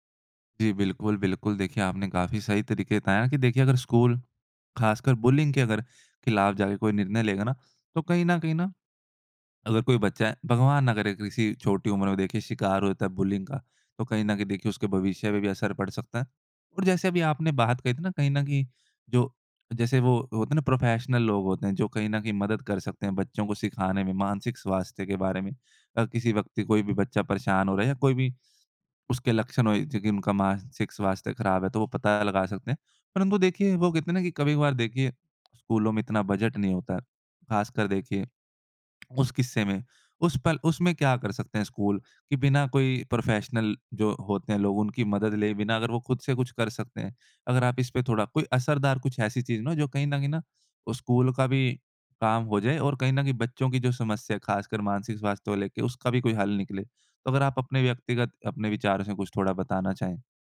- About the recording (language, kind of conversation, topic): Hindi, podcast, मानसिक स्वास्थ्य को स्कूल में किस तरह शामिल करें?
- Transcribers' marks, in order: in English: "बुलिंग"; in English: "बुलिंग"; in English: "प्रोफेशनल"; in English: "प्रोफेशनल"